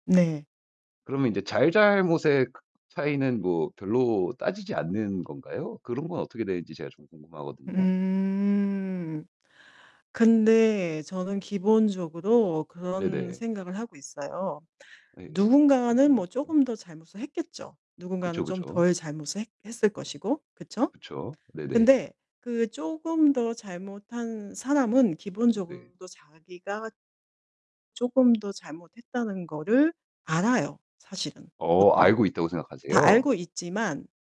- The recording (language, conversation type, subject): Korean, podcast, 갈등이 생기면 보통 어떻게 대처하시나요?
- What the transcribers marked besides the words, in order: tapping; distorted speech; other background noise; static